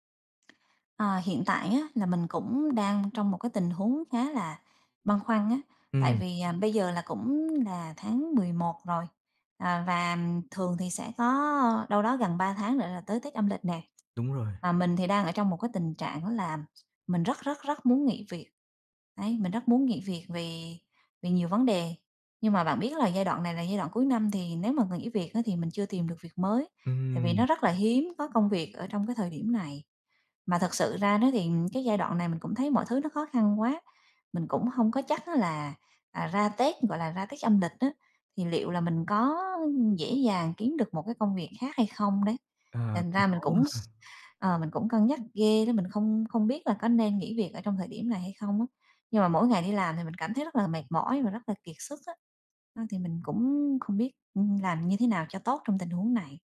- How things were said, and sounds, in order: tapping; tsk; other background noise; tsk
- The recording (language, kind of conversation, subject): Vietnamese, advice, Mình muốn nghỉ việc nhưng lo lắng về tài chính và tương lai, mình nên làm gì?